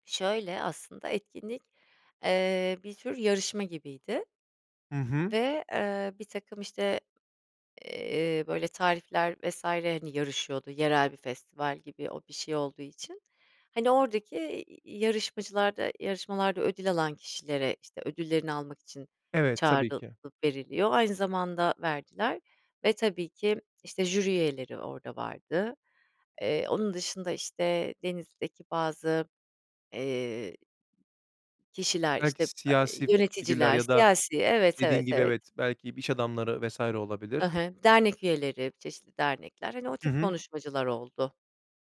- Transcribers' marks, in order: tapping; other background noise
- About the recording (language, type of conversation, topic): Turkish, podcast, Ne zaman kendinle en çok gurur duydun?